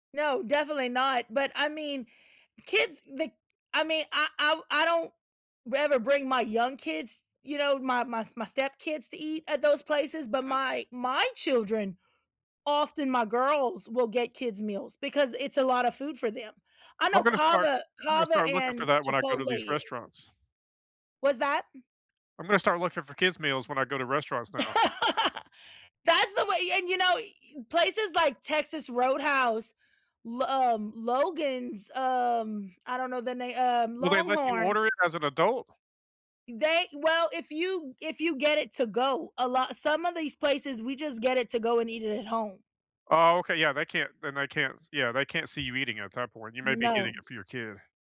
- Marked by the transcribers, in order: stressed: "my"; other background noise; laugh
- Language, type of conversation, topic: English, unstructured, What do you think about fast food marketing aimed at children?